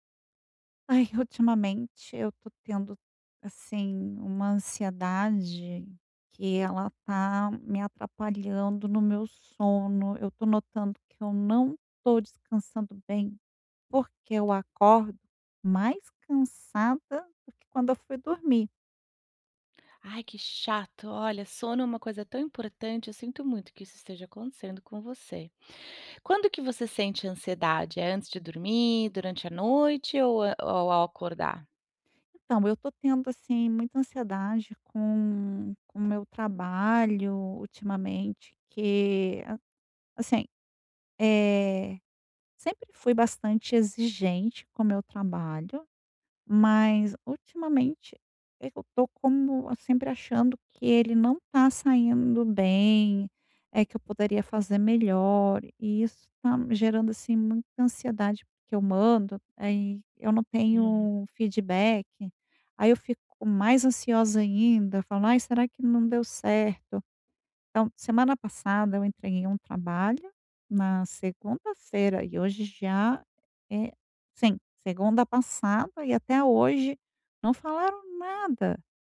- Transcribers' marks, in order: none
- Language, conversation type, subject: Portuguese, advice, Como a ansiedade atrapalha seu sono e seu descanso?